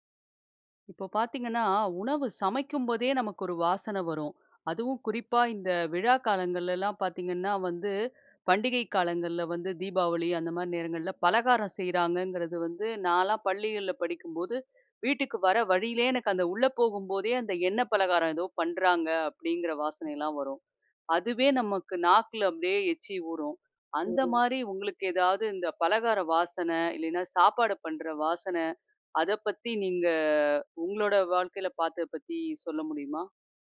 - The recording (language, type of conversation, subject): Tamil, podcast, உணவு சுடும் போது வரும் வாசனைக்கு தொடர்பான ஒரு நினைவை நீங்கள் பகிர முடியுமா?
- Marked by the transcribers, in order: other background noise; breath; other noise; unintelligible speech; tapping; unintelligible speech; drawn out: "நீங்க"